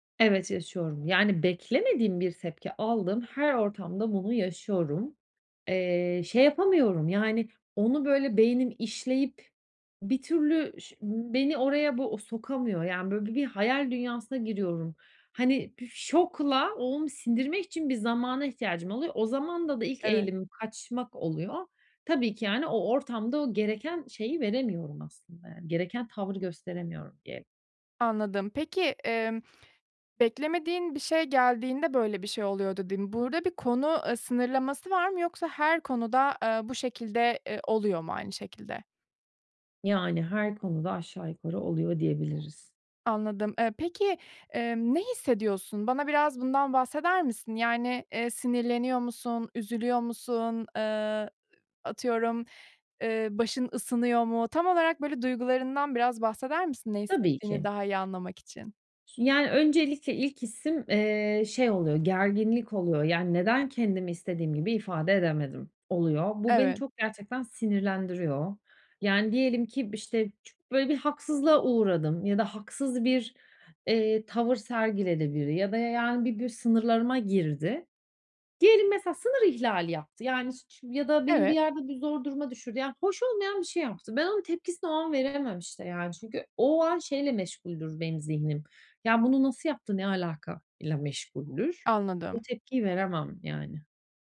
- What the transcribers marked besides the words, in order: other background noise
- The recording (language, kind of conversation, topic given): Turkish, advice, Ailemde tekrar eden çatışmalarda duygusal tepki vermek yerine nasıl daha sakin kalıp çözüm odaklı davranabilirim?